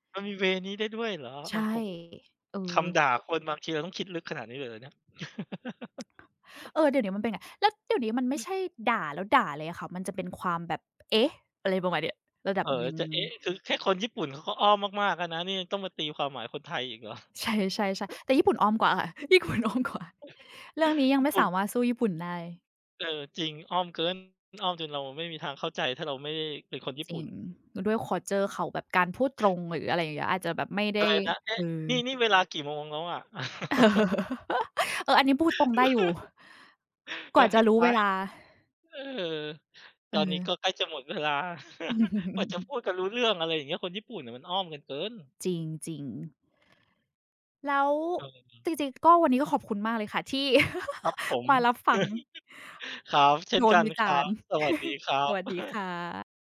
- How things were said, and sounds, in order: in English: "เวย์"; other noise; laugh; laughing while speaking: "เหรอ ?"; tapping; laughing while speaking: "ญี่ปุ่นอ้อมกว่า"; chuckle; other background noise; in English: "คัลเชอร์"; laughing while speaking: "เออ"; giggle; laugh; chuckle; giggle; chuckle; chuckle
- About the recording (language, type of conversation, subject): Thai, unstructured, ถ้ามีคนวิจารณ์งานอดิเรกของคุณอย่างแรง คุณจะรับมืออย่างไร?